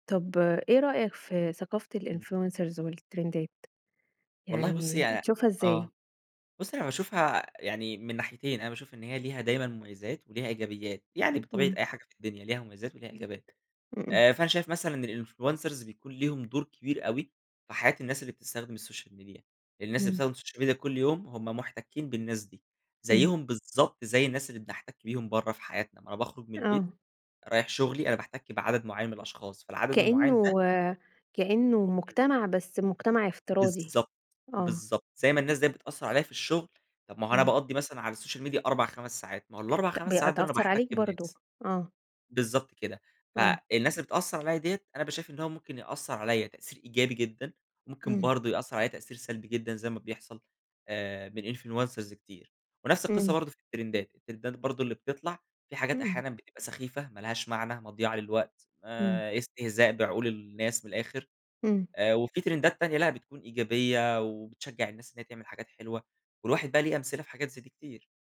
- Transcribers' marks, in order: in English: "الInfluencers والترندات؟"; in English: "الinfluencers"; in English: "السوشيال ميديا"; in English: "السوشيال ميديا"; in English: "السوشيال ميديا"; tapping; in English: "influencers"; in English: "الترِندات، الترِندات"; in English: "ترِندات"
- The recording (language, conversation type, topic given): Arabic, podcast, إيه رأيك في ثقافة المؤثرين والترندات؟